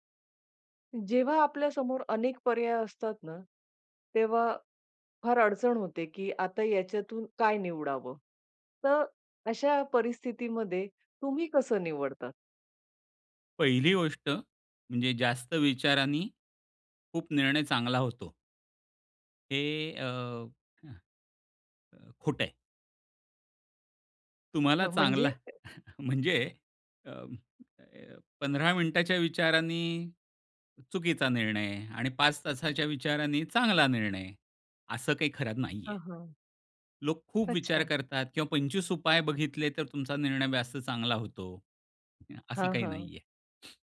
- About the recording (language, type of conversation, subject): Marathi, podcast, पर्याय जास्त असतील तर तुम्ही कसे निवडता?
- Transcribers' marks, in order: laughing while speaking: "हं, म्हणजे?"; laughing while speaking: "चांगला म्हणजे"; chuckle